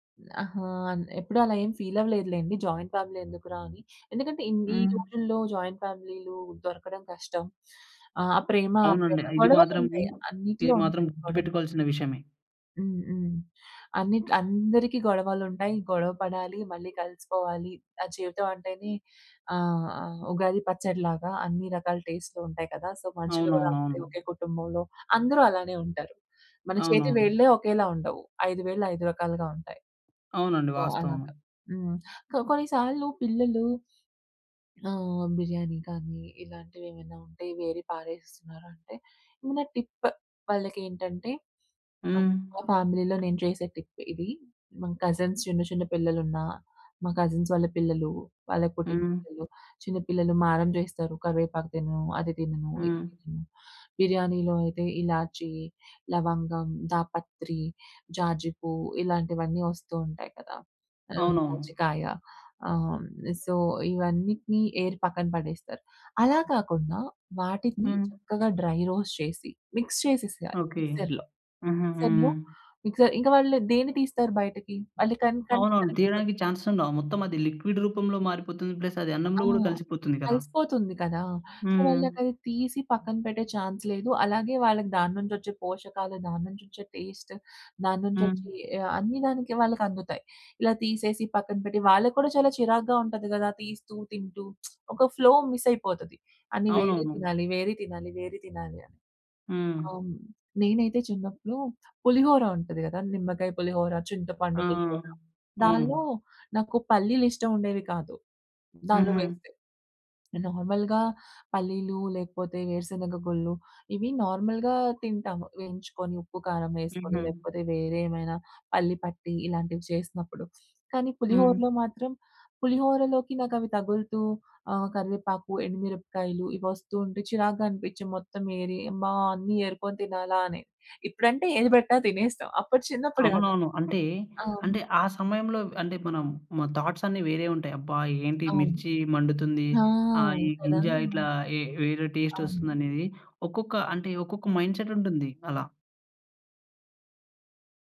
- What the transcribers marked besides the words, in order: in English: "ఫీల్"; in English: "జాయింట్ ఫ్యామిలీ"; in English: "జాయింట్"; in English: "సో"; in English: "సో"; in English: "సో"; in English: "టిప్"; in English: "ఫ్యామిలీలో"; in English: "టిప్"; in English: "కజిన్స్"; in English: "కజిన్స్"; in English: "సో"; in English: "డ్రై రోస్ట్"; in English: "మిక్స్"; in English: "మిక్సర్‌లో. మిక్సర్‌లో మిక్సర్"; in English: "చాన్స్"; in English: "లిక్విడ్"; in English: "ప్లస్"; in English: "సో"; in English: "ఛాన్స్"; in English: "టేస్ట్"; lip smack; in English: "ఫ్లో మిస్"; in English: "నార్మల్‍గా"; in English: "నార్మల్‍గా"; in English: "థాట్స్"; in English: "టేస్ట్"; in English: "మైండ్‌సెట్"
- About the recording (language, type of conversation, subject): Telugu, podcast, పికీగా తినేవారికి భోజనాన్ని ఎలా సరిపోయేలా మార్చాలి?